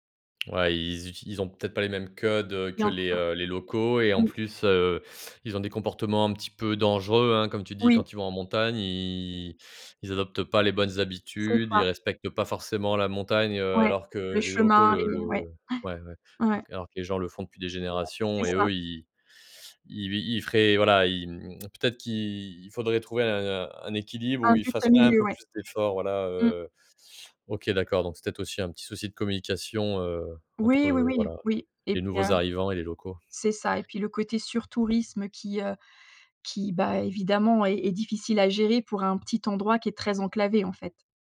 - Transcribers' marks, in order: other background noise; background speech
- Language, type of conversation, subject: French, podcast, Quel endroit recommandes-tu à tout le monde, et pourquoi ?